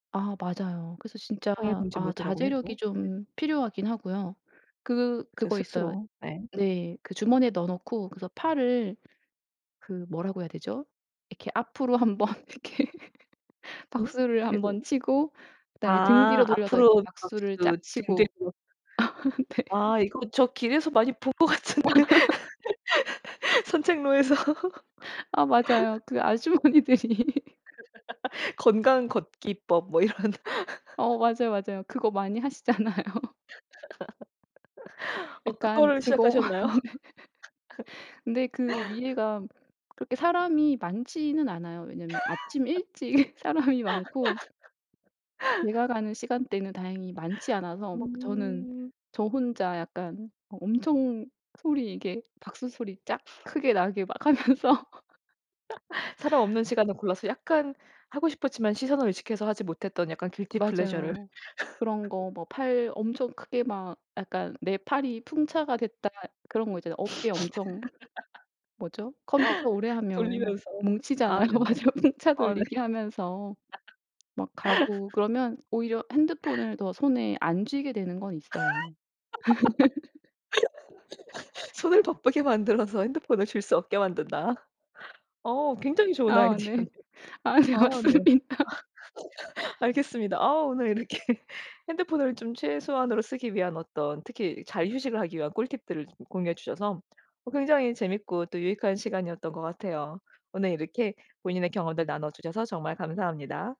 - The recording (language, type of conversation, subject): Korean, podcast, 휴식할 때 스마트폰을 어떻게 사용하시나요?
- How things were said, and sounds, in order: laughing while speaking: "한 번 이렇게"; laugh; laughing while speaking: "네"; laugh; other background noise; laughing while speaking: "같은데. 산책로에서"; tapping; laugh; laughing while speaking: "아주머니들이"; laugh; laughing while speaking: "이런"; laugh; laughing while speaking: "하시잖아요"; laugh; laughing while speaking: "시작하셨나요?"; laughing while speaking: "그거 아 네"; laugh; laugh; laughing while speaking: "일찍 사람이 많고"; laugh; laughing while speaking: "하면서"; laugh; laugh; laugh; laughing while speaking: "뭉치잖아요. 맞아요"; laughing while speaking: "네"; laugh; laugh; laughing while speaking: "손을 바쁘게 만들어서 핸드폰을 쥘 수 없게 만든다"; laugh; laughing while speaking: "아이디어네요"; laugh; laughing while speaking: "아 네. 아 네. 맞습니다"; laughing while speaking: "이렇게"